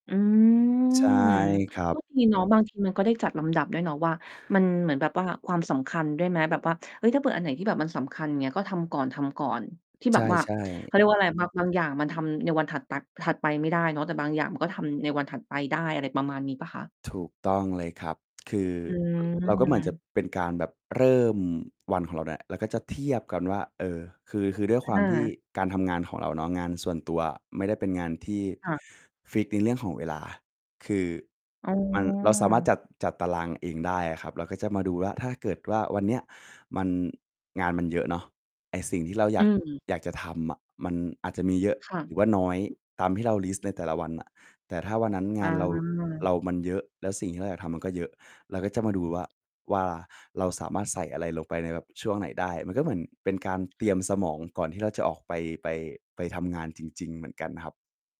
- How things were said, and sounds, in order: distorted speech; other background noise
- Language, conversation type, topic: Thai, podcast, กิจวัตรตอนเช้าแบบไหนที่ทำให้คุณรู้สึกสดชื่น?